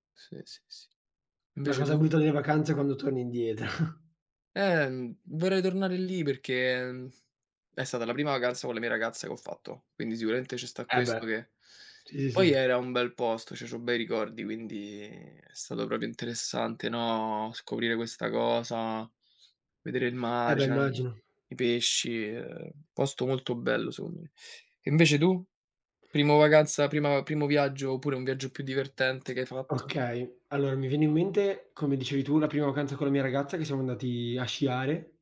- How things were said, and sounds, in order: laughing while speaking: "indietro"; tapping; "cioè" said as "ceh"; "proprio" said as "propio"
- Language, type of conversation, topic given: Italian, unstructured, Qual è il ricordo più divertente che hai di un viaggio?